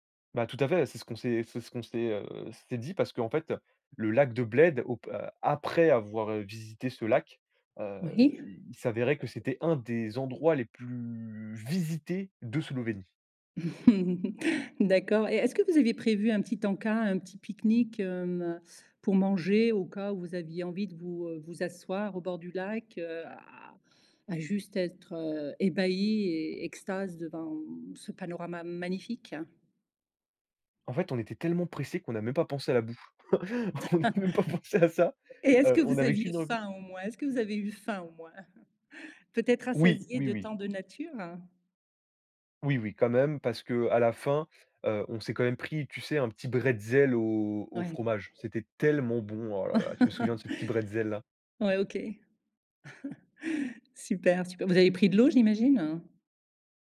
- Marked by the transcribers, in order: drawn out: "plus"; tapping; chuckle; chuckle; laughing while speaking: "On n'a même pas pensé à ça"; chuckle; stressed: "tellement"; other background noise; chuckle
- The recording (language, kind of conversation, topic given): French, podcast, Peux-tu parler d’un lieu qui t’a permis de te reconnecter à la nature ?